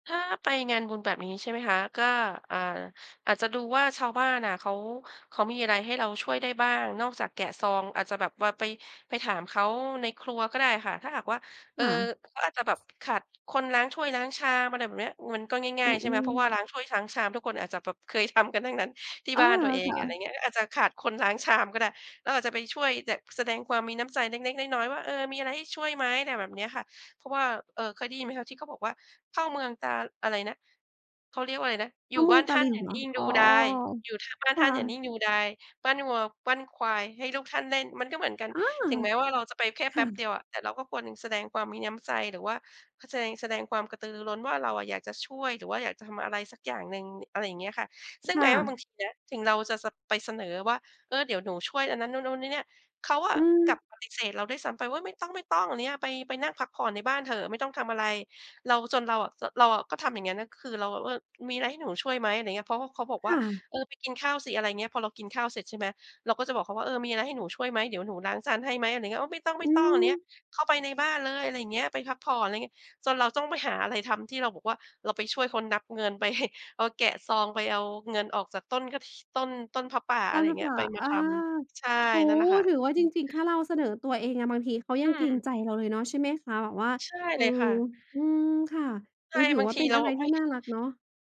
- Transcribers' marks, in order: tapping; laughing while speaking: "ไป"; other background noise
- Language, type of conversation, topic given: Thai, podcast, คุณช่วยเล่าประสบการณ์การไปเยือนชุมชนท้องถิ่นที่ต้อนรับคุณอย่างอบอุ่นให้ฟังหน่อยได้ไหม?